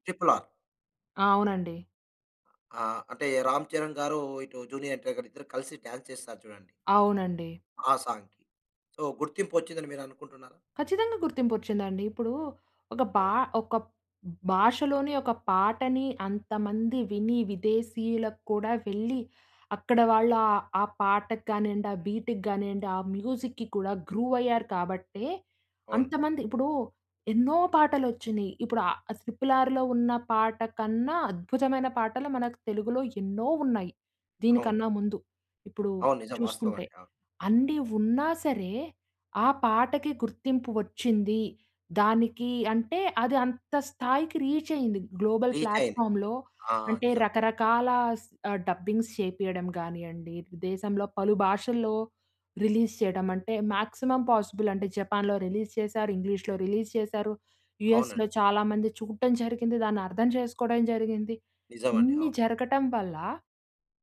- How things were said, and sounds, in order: in English: "డాన్స్"; in English: "సాంగ్‌కి. సో"; in English: "బీట్‌కి"; in English: "మ్యూజిక్‌కి"; in English: "గ్రూవ్"; in English: "రీచ్"; in English: "గ్లోబల్ ప్లాట్ఫామ్‌లో"; in English: "రీచ్"; in English: "డబ్బింగ్స్"; in English: "రిలీజ్"; in English: "మాక్సిమమ్ పాసిబుల్"; in English: "రిలీజ్"; in English: "ఇంగ్లీష్‌లో రిలీజ్"
- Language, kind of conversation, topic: Telugu, podcast, మీ ప్రాంతీయ భాష మీ గుర్తింపుకు ఎంత అవసరమని మీకు అనిపిస్తుంది?